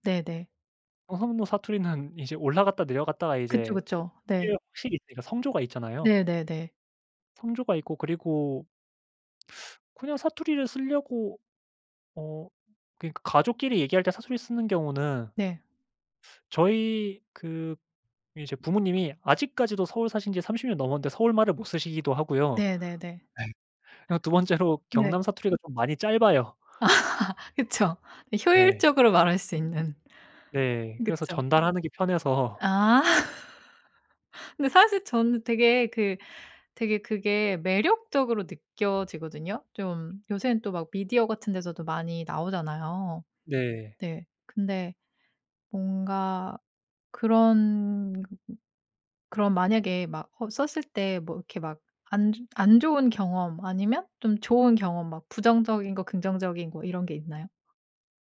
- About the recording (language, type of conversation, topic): Korean, podcast, 사투리나 말투가 당신에게 어떤 의미인가요?
- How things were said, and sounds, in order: other background noise; laugh; laughing while speaking: "그쵸"; laugh